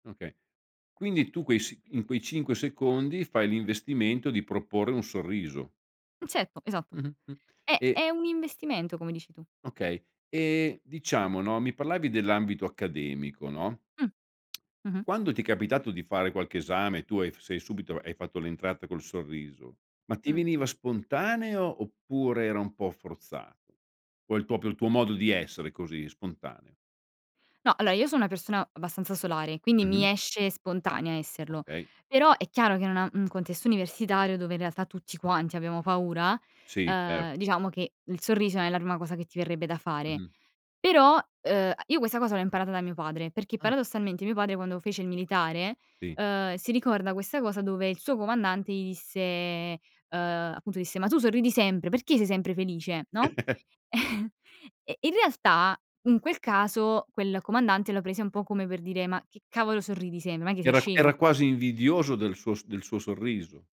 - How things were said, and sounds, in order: tsk; chuckle; laughing while speaking: "Eh"
- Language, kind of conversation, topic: Italian, podcast, Come può un sorriso cambiare un incontro?